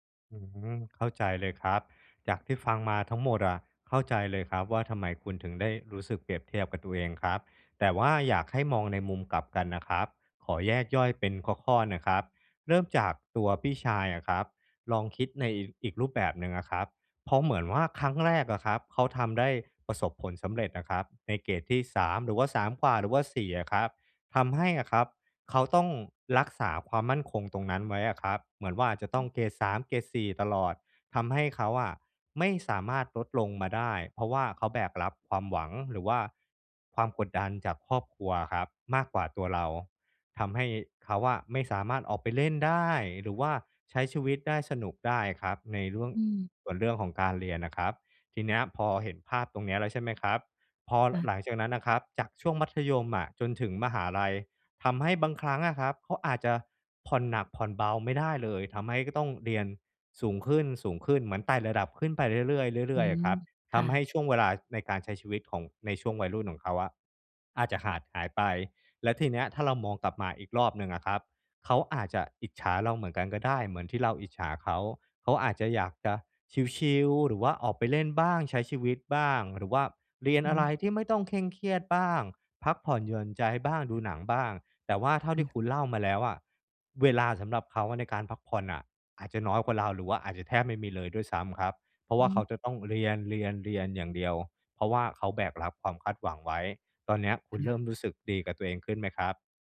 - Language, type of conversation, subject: Thai, advice, ฉันจะหลีกเลี่ยงการเปรียบเทียบตัวเองกับเพื่อนและครอบครัวได้อย่างไร
- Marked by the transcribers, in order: none